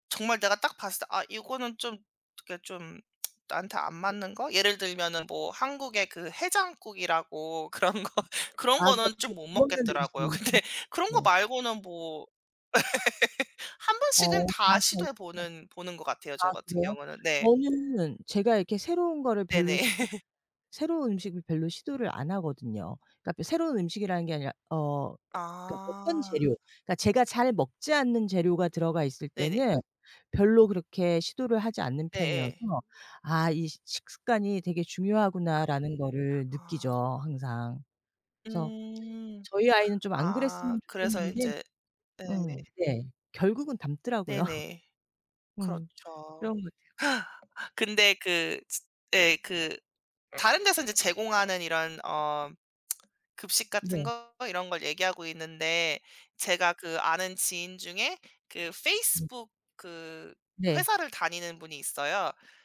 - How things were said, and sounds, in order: tsk; other background noise; laughing while speaking: "그런 거"; unintelligible speech; laughing while speaking: "근데"; laugh; unintelligible speech; laugh; tapping; laughing while speaking: "닮더라고요"; gasp; tsk; put-on voice: "페이스북"
- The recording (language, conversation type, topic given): Korean, unstructured, 매일 도시락을 싸서 가져가는 것과 매일 학교 식당에서 먹는 것 중 어떤 선택이 더 좋을까요?